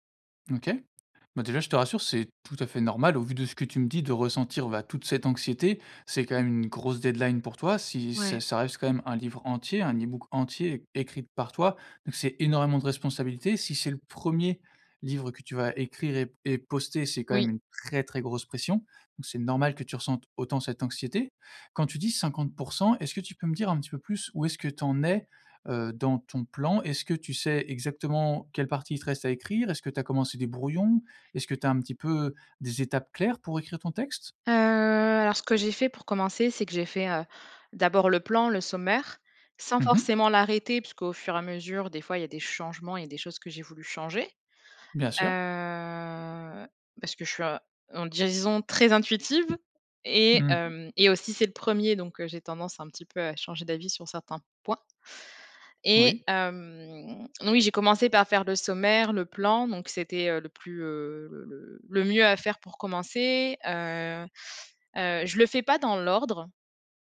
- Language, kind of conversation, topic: French, advice, Comment surmonter un blocage d’écriture à l’approche d’une échéance ?
- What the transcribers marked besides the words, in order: other background noise; stressed: "très"; drawn out: "Heu"; drawn out: "Heu"; stressed: "points"; drawn out: "hem"